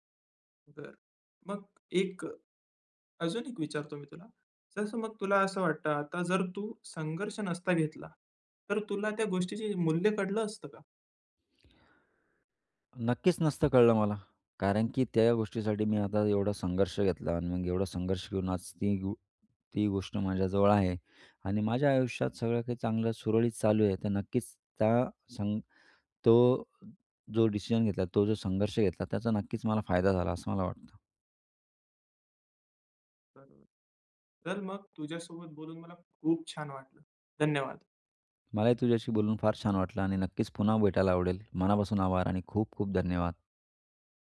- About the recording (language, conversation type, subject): Marathi, podcast, तुझ्या आयुष्यातला एक मोठा वळण कोणता होता?
- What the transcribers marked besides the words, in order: none